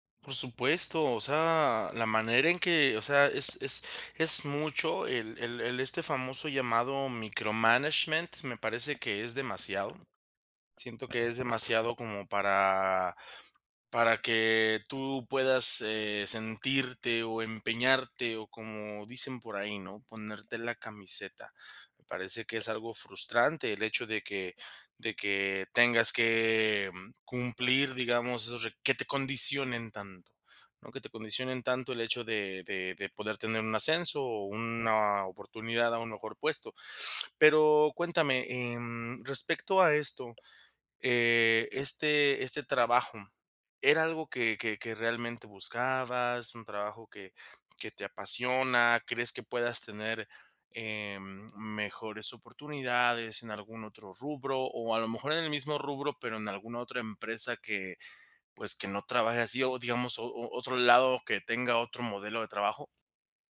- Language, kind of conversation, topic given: Spanish, advice, ¿Cómo puedo recuperar la motivación en mi trabajo diario?
- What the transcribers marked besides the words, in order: in English: "micromanagement"